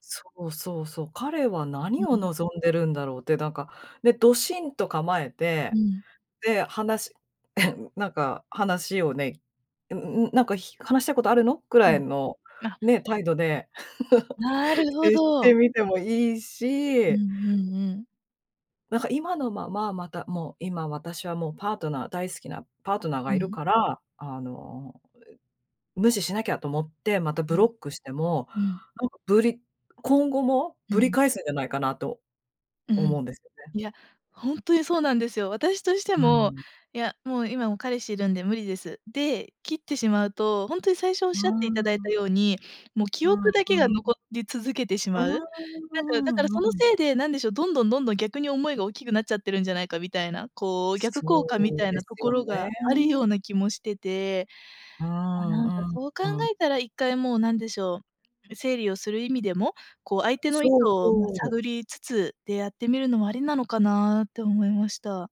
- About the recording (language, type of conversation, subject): Japanese, advice, 相手からの連絡を無視すべきか迷っている
- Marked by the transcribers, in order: throat clearing; laugh